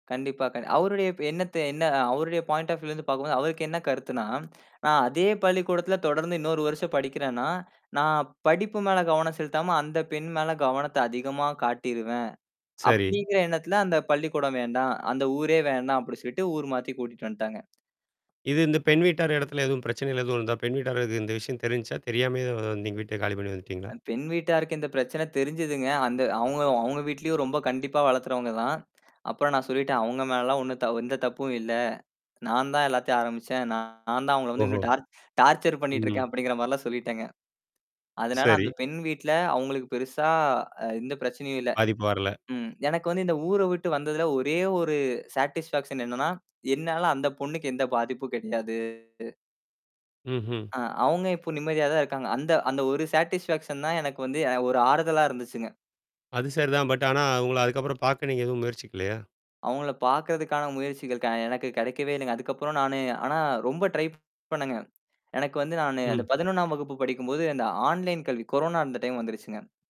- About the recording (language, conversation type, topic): Tamil, podcast, ஊரை விட்டு வெளியேறிய அனுபவம் உங்களுக்கு எப்படி இருந்தது?
- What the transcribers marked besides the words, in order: in English: "பாயிண்ட் ஆஃப் வியூல"; tapping; distorted speech; in English: "சாடிஸ்பாக்சன்"; in English: "சாடிஸ்பாக்சன்"; in English: "பட்"; in English: "ட்ரை"